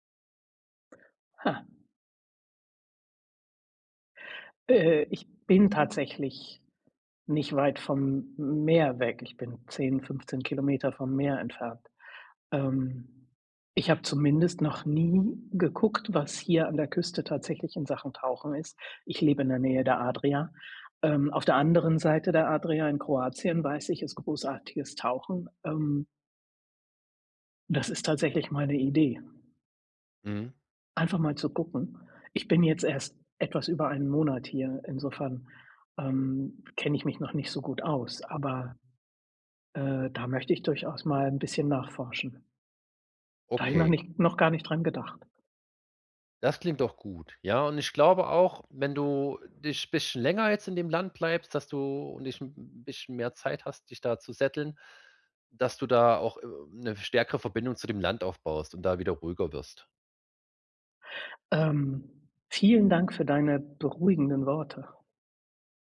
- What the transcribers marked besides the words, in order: in English: "settlen"
- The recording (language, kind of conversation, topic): German, advice, Wie kann ich besser mit der ständigen Unsicherheit in meinem Leben umgehen?